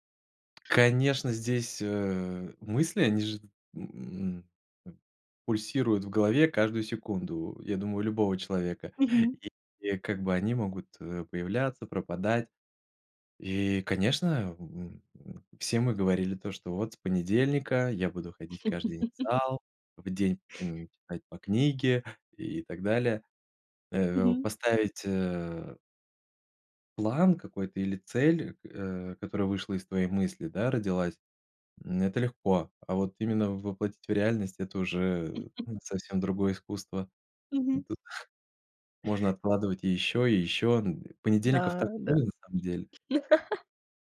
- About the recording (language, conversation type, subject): Russian, podcast, Как ты начинаешь менять свои привычки?
- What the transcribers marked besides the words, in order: tapping; other background noise; laugh; chuckle; laugh